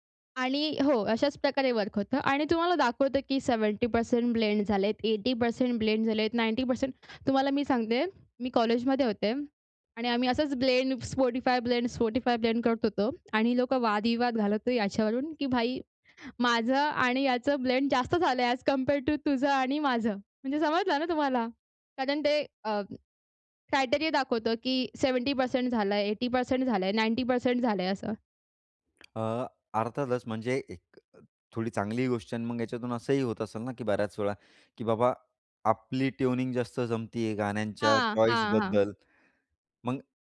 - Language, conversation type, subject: Marathi, podcast, एकत्र प्लेलिस्ट तयार करताना मतभेद झाले तर तुम्ही काय करता?
- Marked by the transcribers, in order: in English: "सेवेंटी पर्सेंट ब्लेंड"; in English: "एटी पर्सेंट ब्लेंड"; in English: "नाइन्टी पर्सेंट"; other background noise; in English: "ब्लेंड"; in English: "ब्लेंड"; in English: "ब्लेंड"; in English: "ब्लेंड"; in English: "ऍज कंपेयर टू"; in English: "क्रायटेरिया"; in English: "सेवेंटी पर्सेंट"; in English: "एटी पर्सेंट"; in English: "नाइन्टी पर्सेंट"; tapping; in English: "ट्यूनिंग"; in English: "चॉईस"